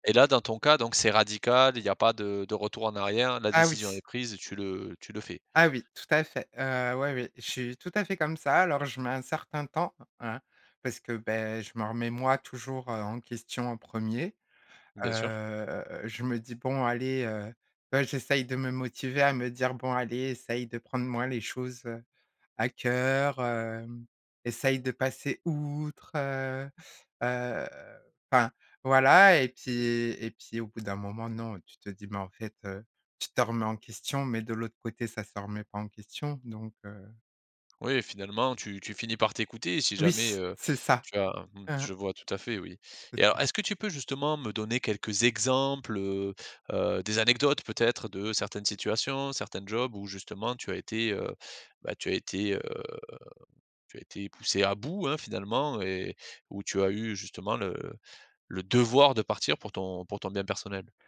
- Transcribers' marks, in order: other background noise; drawn out: "Heu"; drawn out: "cœur"; drawn out: "outre"; drawn out: "heu"; chuckle; stressed: "exemples"; drawn out: "heu"; stressed: "devoir"
- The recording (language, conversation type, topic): French, podcast, Qu’est-ce qui te ferait quitter ton travail aujourd’hui ?